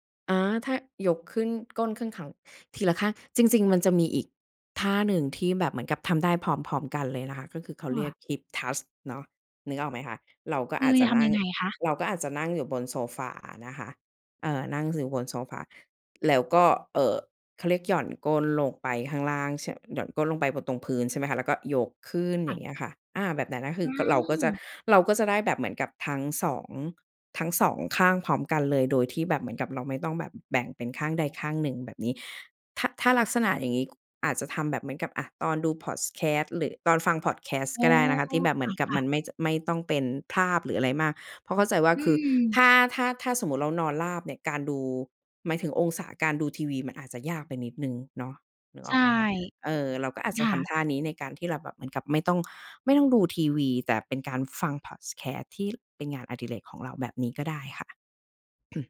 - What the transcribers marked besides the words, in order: in English: "Hip Thrust"; "อยู่" said as "สื่อ"; tongue click; "หรือ" said as "รื่อ"; throat clearing
- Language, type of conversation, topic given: Thai, advice, คุณมักลืมกินยา หรือทำตามแผนการดูแลสุขภาพไม่สม่ำเสมอใช่ไหม?